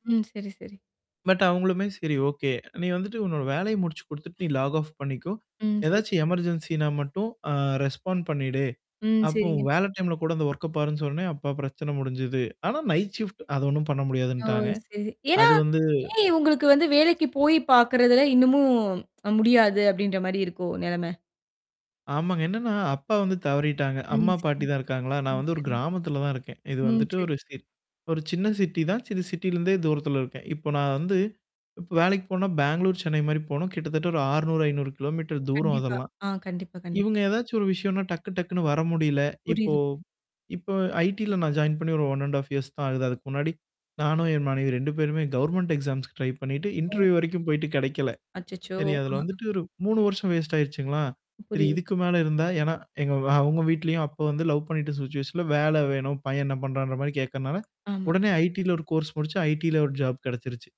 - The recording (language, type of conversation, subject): Tamil, podcast, ஸ்க்ரீன் நேரத்தை எப்படி கண்காணிக்கிறீர்கள்?
- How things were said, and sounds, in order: static; other background noise; in English: "லாக் ஆஃப்"; in English: "எமர்ஜென்சினா"; in English: "ரெஸ்பாண்ட்"; in English: "வொர்க்ப்"; in English: "நைட் ஷிஃப்ட்"; other noise; tapping; mechanical hum; distorted speech; in English: "சிட்டி"; in English: "சிட்டிலருந்தே"; in English: "ஜாயின்"; in English: "ஒன் அண்ட் ஹாஃப் இயர்ஸ்"; in English: "கவர்ன்மென்ண்ட் எக்ஸாம்ஸ்க்கு ட்ரை"; in English: "இன்டர்வியூ"; in English: "வேஸ்ட்"; in English: "சிச்சுவேஷன்ல"; in English: "கோர்ஸ்"; in English: "ஜாப்"